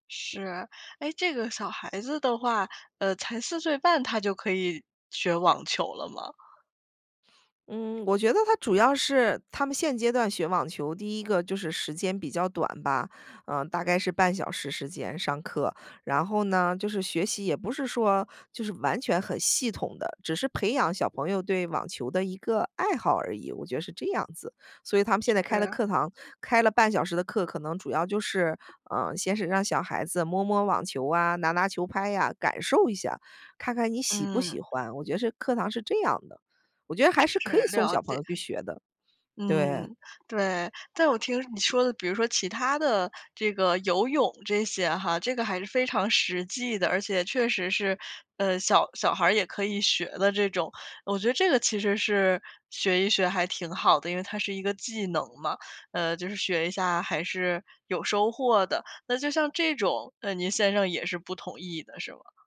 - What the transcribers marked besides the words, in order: other background noise
- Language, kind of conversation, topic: Chinese, advice, 我该如何描述我与配偶在育儿方式上的争执？